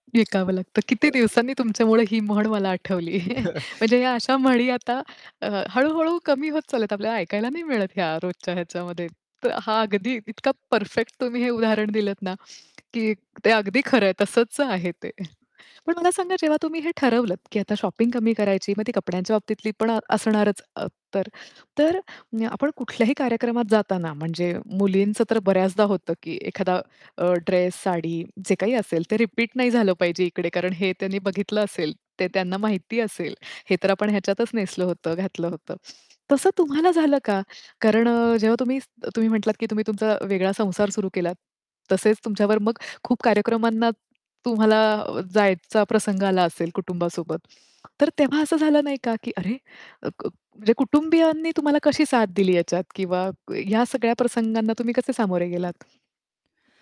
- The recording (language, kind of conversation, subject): Marathi, podcast, कमी खरेदी करण्याची सवय तुम्ही कशी लावली?
- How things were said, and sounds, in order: distorted speech; unintelligible speech; other background noise; chuckle; tapping; chuckle; in English: "शॉपिंग"; static